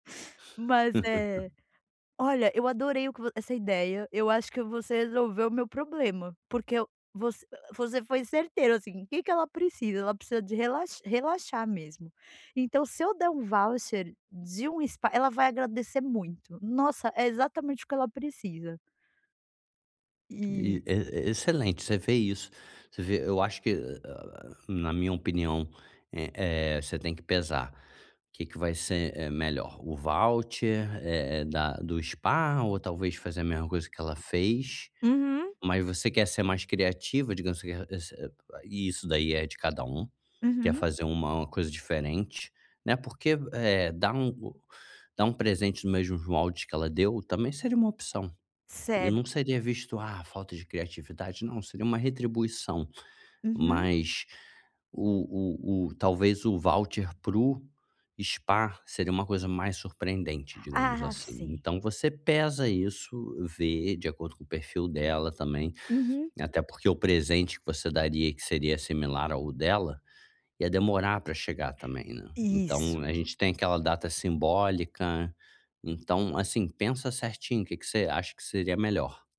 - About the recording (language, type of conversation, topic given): Portuguese, advice, Como posso encontrar um presente que seja realmente memorável?
- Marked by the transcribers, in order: laugh; unintelligible speech